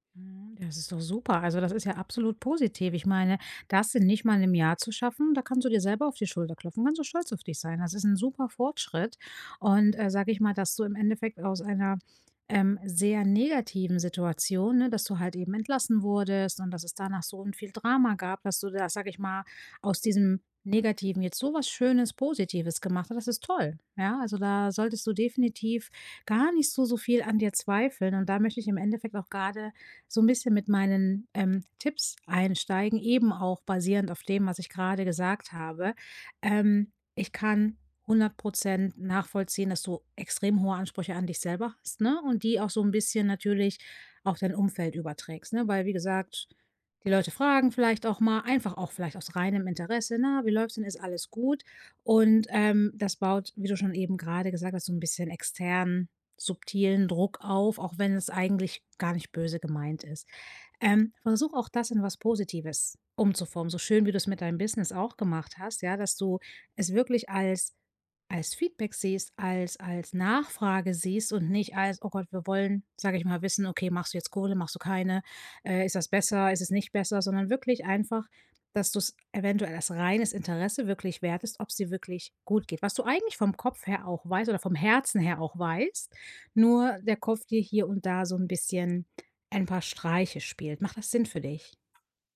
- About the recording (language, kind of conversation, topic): German, advice, Wie kann ich mit Rückschlägen umgehen und meinen Ruf schützen?
- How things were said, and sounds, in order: other background noise